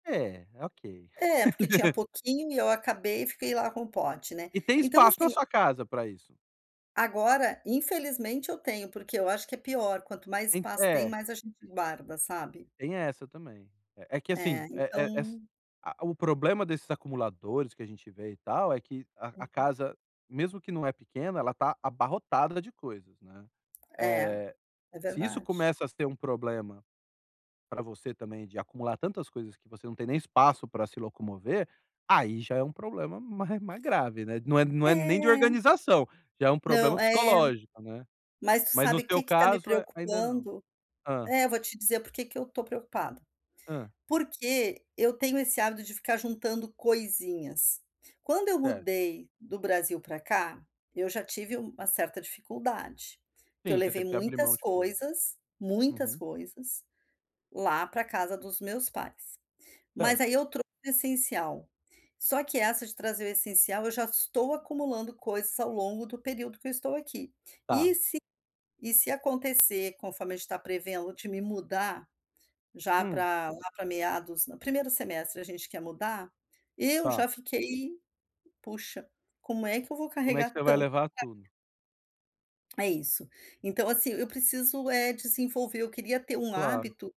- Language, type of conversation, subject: Portuguese, advice, Como manter hábitos que evitem acumular coisas em casa?
- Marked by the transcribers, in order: tapping; unintelligible speech